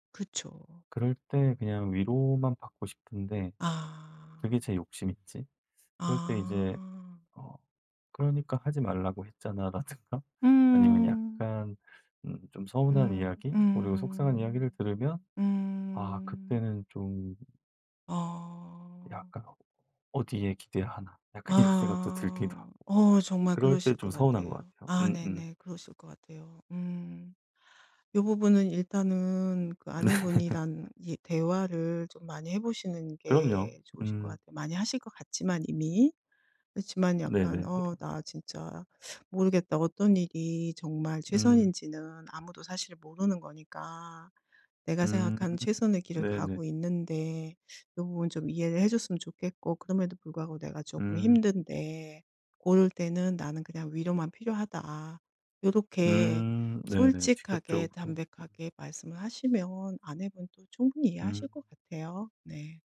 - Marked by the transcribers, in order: laughing while speaking: "했잖아.라든가"; other background noise; tapping; laughing while speaking: "네"; laugh
- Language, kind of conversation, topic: Korean, advice, 가족이나 친구의 반대 때문에 어떤 갈등을 겪고 계신가요?